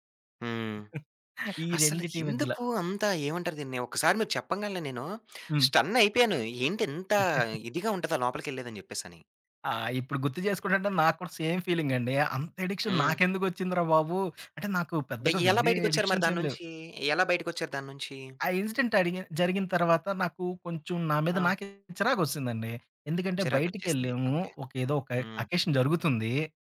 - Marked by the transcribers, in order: giggle; chuckle; in English: "సేమ్"; other background noise; in English: "అకేషన్"
- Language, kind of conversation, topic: Telugu, podcast, కల్పిత ప్రపంచాల్లో ఉండటం మీకు ఆకర్షణగా ఉందా?